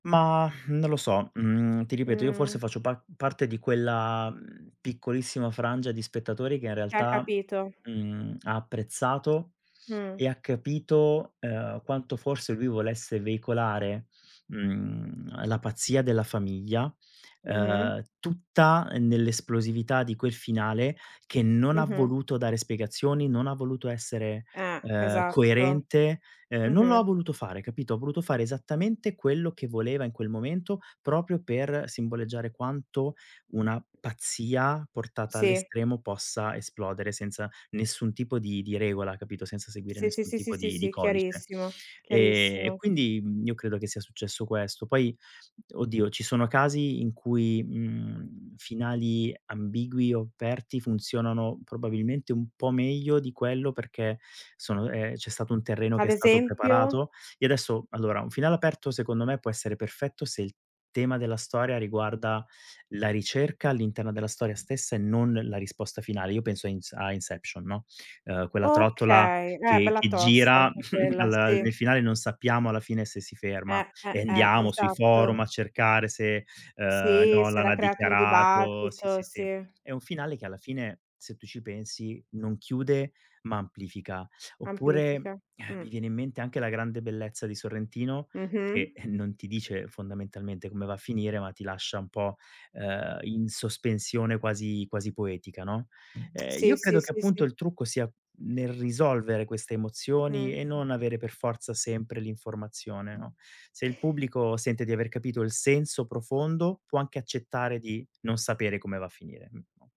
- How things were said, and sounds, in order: breath; other background noise; tapping; stressed: "tutta"; chuckle; chuckle; other noise
- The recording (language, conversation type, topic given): Italian, podcast, Che cosa rende un finale davvero soddisfacente per lo spettatore?
- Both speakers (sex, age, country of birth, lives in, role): female, 30-34, Italy, Italy, host; male, 40-44, Italy, Italy, guest